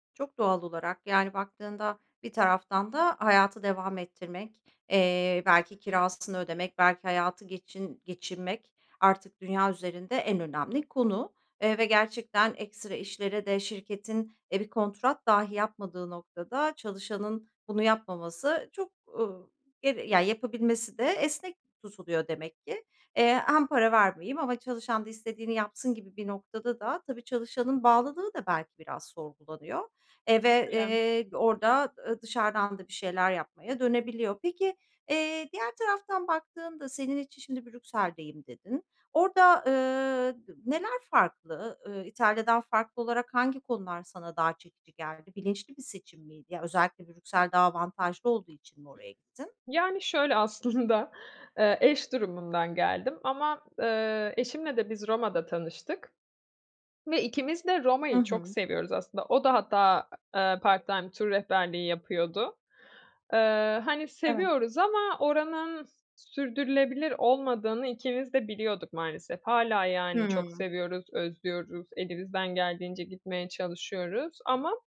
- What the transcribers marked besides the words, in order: unintelligible speech; other background noise; laughing while speaking: "aslında"
- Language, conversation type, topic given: Turkish, podcast, Eski işini bırakmadan yeni bir işe başlamak sence doğru mu?